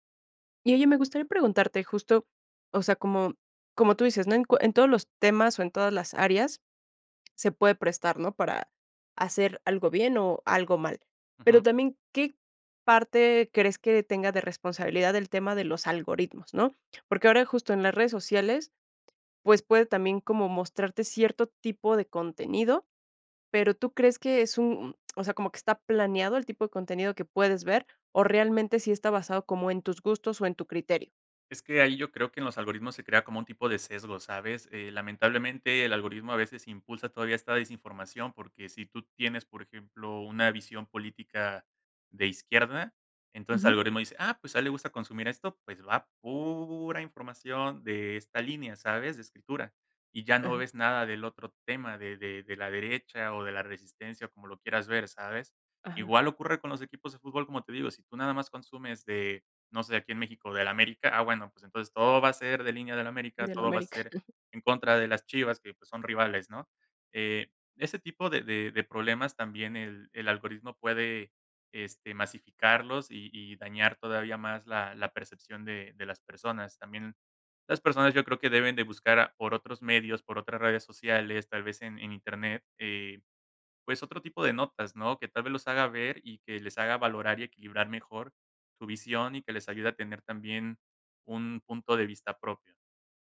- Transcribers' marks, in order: chuckle
- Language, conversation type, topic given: Spanish, podcast, ¿Qué papel tienen los medios en la creación de héroes y villanos?